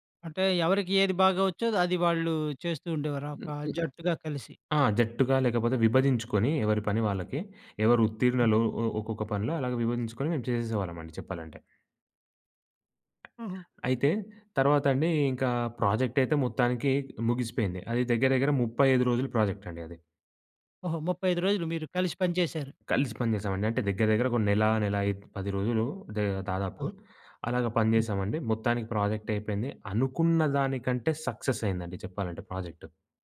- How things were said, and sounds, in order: tapping; other background noise
- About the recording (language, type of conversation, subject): Telugu, podcast, నీవు ఆన్‌లైన్‌లో పరిచయం చేసుకున్న మిత్రులను ప్రత్యక్షంగా కలవాలని అనిపించే క్షణం ఎప్పుడు వస్తుంది?